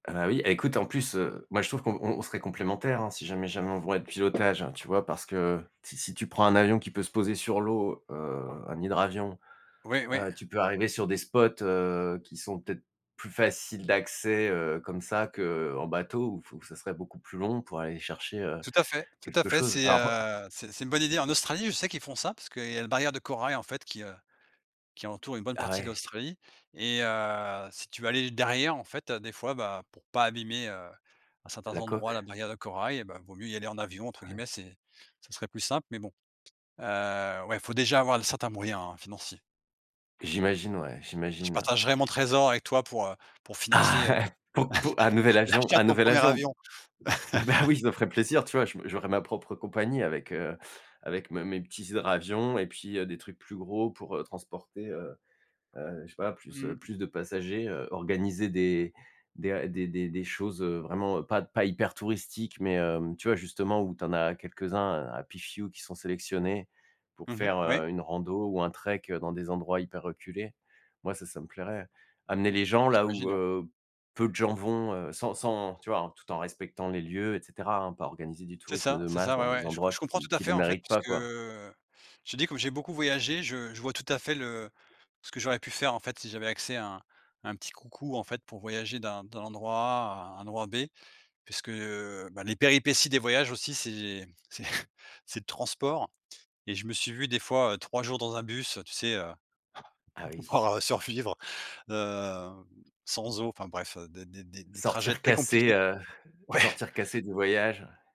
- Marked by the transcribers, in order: unintelligible speech; tapping; chuckle; laughing while speaking: "l'achat"; laughing while speaking: "c'est"; chuckle; laughing while speaking: "ouais"
- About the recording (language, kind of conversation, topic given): French, unstructured, Quel métier aimerais-tu faire plus tard ?
- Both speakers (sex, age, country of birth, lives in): male, 45-49, France, France; male, 45-49, France, Portugal